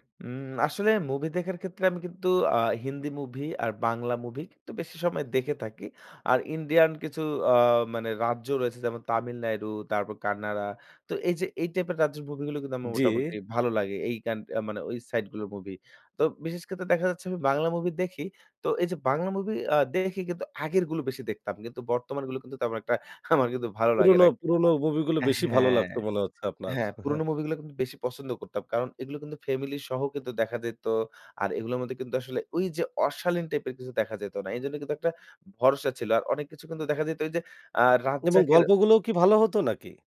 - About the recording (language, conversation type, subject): Bengali, podcast, কোনো সিনেমা বা গান কি কখনো আপনাকে অনুপ্রাণিত করেছে?
- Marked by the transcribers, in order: laughing while speaking: "আমার কিন্তু"; chuckle